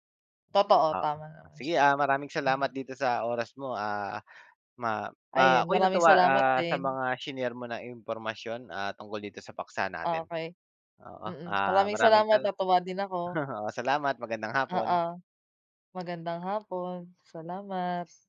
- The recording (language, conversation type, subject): Filipino, unstructured, Paano mo ginagamit ang teknolohiya sa pang-araw-araw?
- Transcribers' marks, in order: tapping; bird